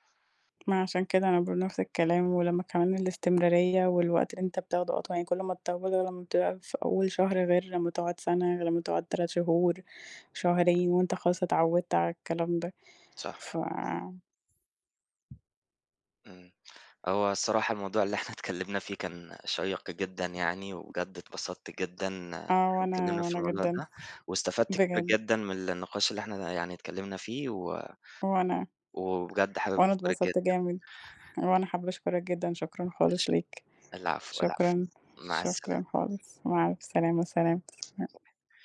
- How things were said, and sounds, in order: tapping; other background noise; unintelligible speech; unintelligible speech
- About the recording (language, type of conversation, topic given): Arabic, unstructured, هل إنت مؤمن إن الأكل ممكن يقرّب الناس من بعض؟